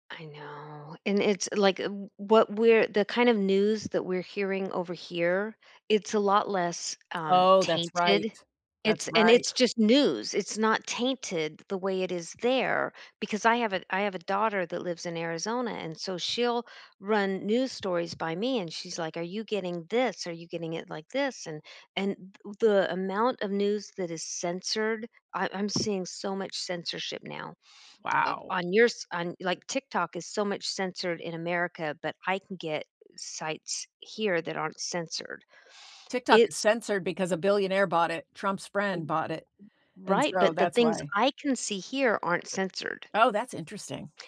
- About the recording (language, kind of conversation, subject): English, unstructured, How does diversity shape the place where you live?
- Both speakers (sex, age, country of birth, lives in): female, 55-59, United States, United States; female, 65-69, United States, United States
- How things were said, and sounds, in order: tapping; other background noise